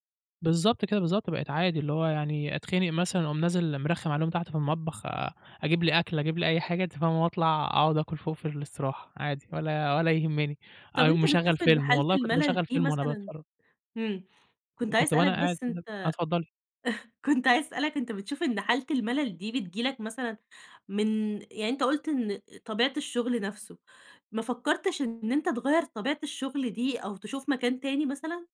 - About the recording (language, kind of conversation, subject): Arabic, podcast, إزاي بتتعامل مع الملل أو الاحتراق الوظيفي؟
- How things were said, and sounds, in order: chuckle